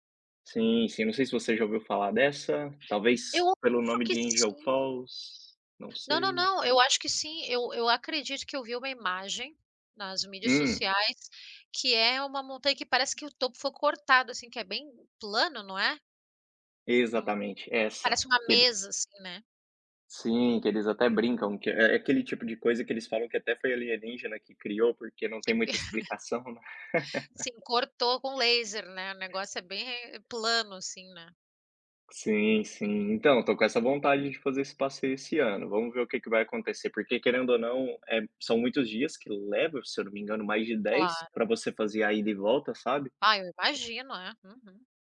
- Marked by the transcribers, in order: laughing while speaking: "pe"; laugh; tapping; other noise
- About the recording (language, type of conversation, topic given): Portuguese, unstructured, Qual lugar no mundo você sonha em conhecer?
- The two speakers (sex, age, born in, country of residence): female, 40-44, Brazil, United States; male, 30-34, Brazil, Spain